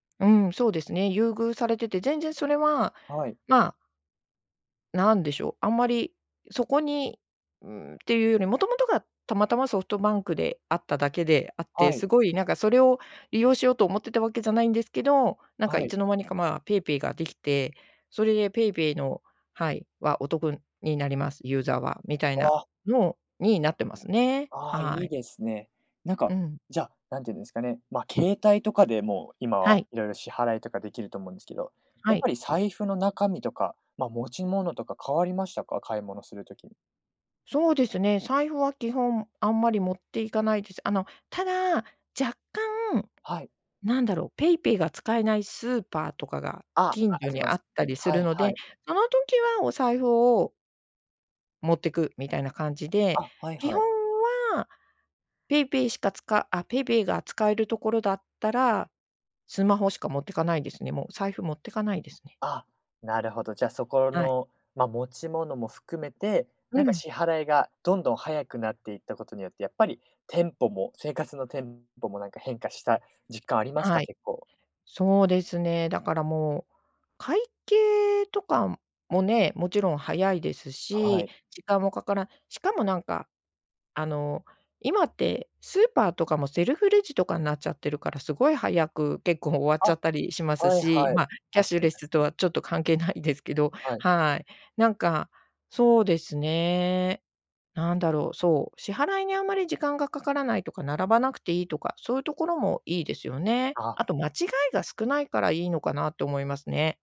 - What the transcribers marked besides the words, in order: none
- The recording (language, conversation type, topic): Japanese, podcast, キャッシュレス化で日常はどのように変わりましたか？